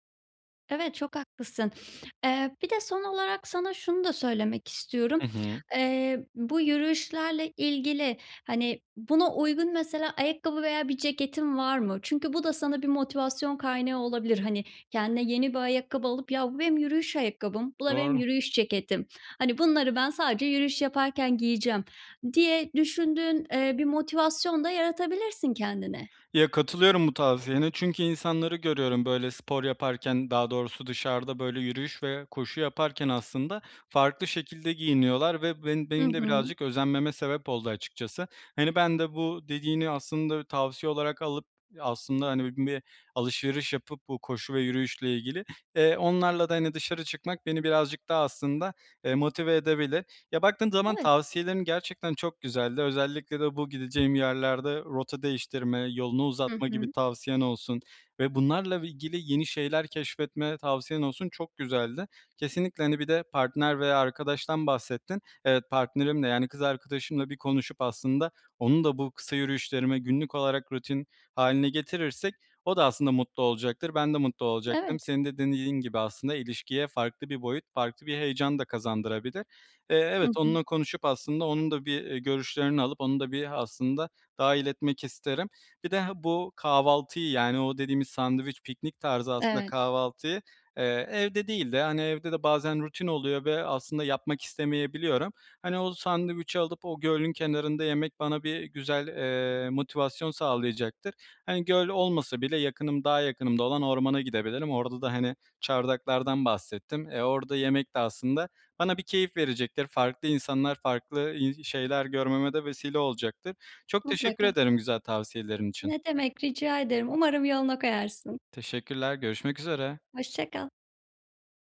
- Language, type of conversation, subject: Turkish, advice, Kısa yürüyüşleri günlük rutinime nasıl kolayca ve düzenli olarak dahil edebilirim?
- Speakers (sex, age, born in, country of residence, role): female, 25-29, Turkey, Bulgaria, advisor; male, 25-29, Turkey, Poland, user
- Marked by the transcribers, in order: other background noise